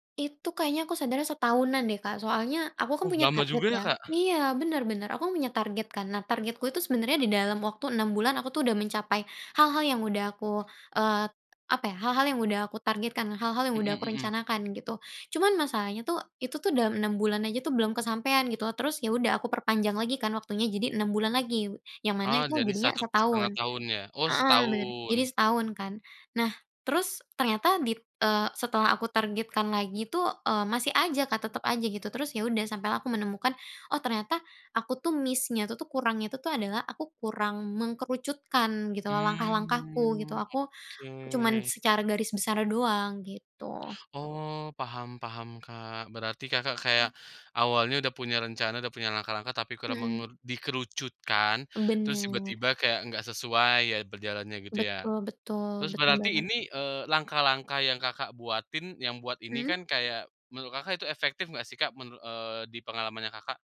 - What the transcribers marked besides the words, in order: in English: "miss-nya"; "mengerucutkan" said as "mengkerucutkan"; other background noise
- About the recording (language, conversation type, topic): Indonesian, podcast, Apa langkah pertama yang kamu sarankan untuk orang yang ingin mulai sekarang?